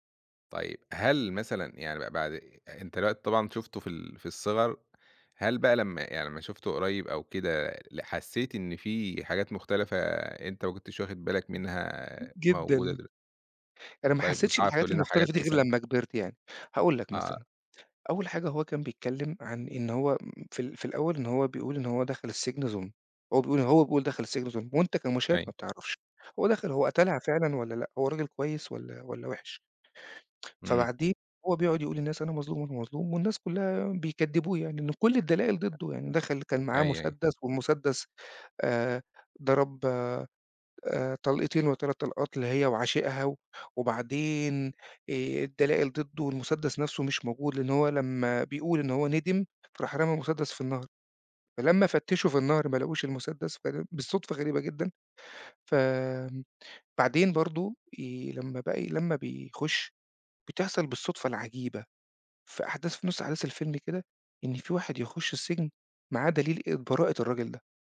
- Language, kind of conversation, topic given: Arabic, podcast, إيه أكتر فيلم من طفولتك بتحب تفتكره، وليه؟
- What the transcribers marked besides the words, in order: tapping; tsk